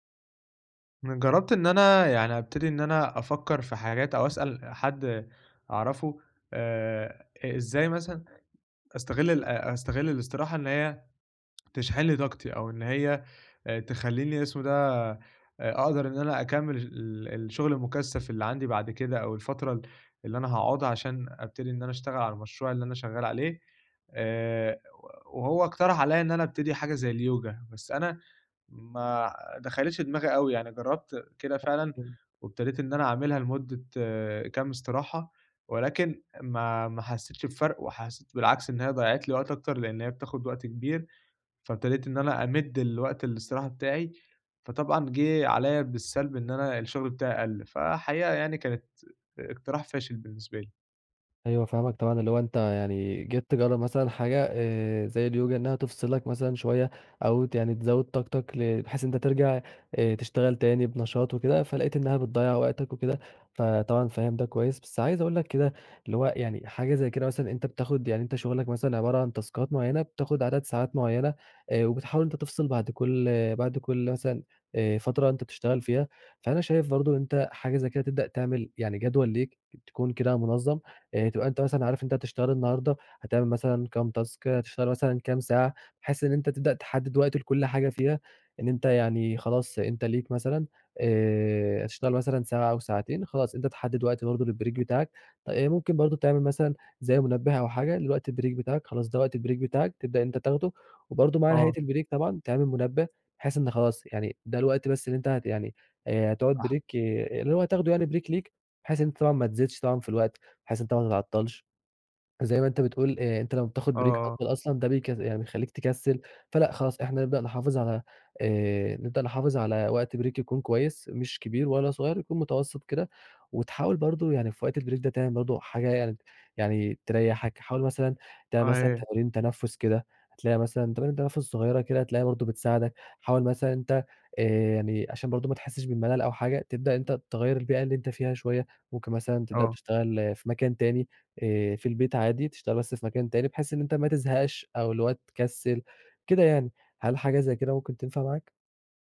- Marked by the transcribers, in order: other background noise; tapping; unintelligible speech; in English: "تاسكات"; in English: "تاسك"; in English: "للبريك"; in English: "البريك"; in English: "البريك"; in English: "البريك"; in English: "بريك"; in English: "بريك"; in English: "بريك"; in English: "بريك"; in English: "البريك"
- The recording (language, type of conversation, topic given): Arabic, advice, إزاي أوازن بين فترات الشغل المكثّف والاستراحات اللي بتجدّد طاقتي طول اليوم؟